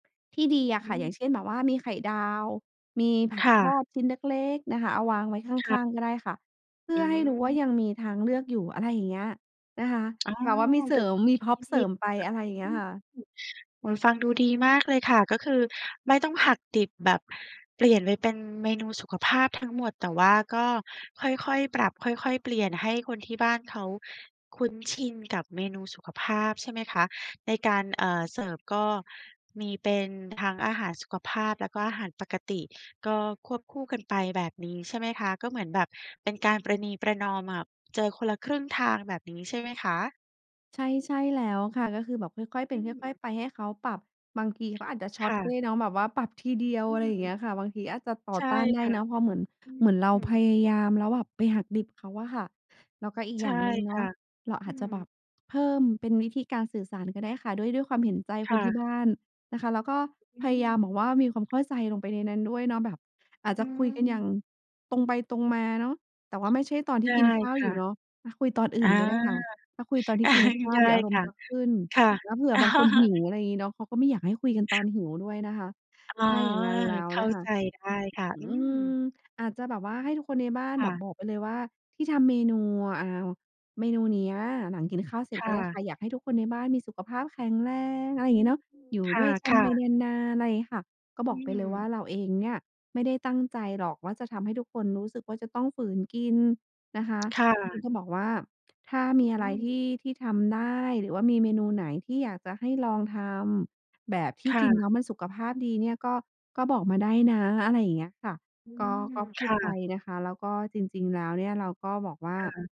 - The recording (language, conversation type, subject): Thai, advice, ทำไมคนในบ้านถึงไม่ค่อยเห็นด้วยกับการทำอาหารเพื่อสุขภาพ?
- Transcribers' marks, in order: tapping; other background noise; "หักดิบ" said as "หัดดิบ"; chuckle; laugh